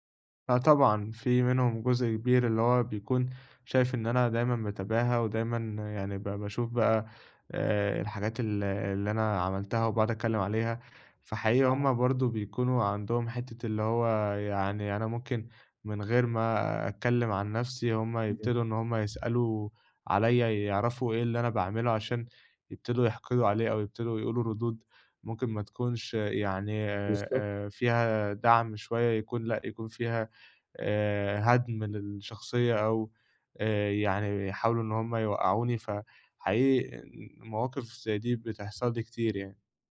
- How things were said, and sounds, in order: none
- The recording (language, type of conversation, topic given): Arabic, advice, عرض الإنجازات بدون تباهٍ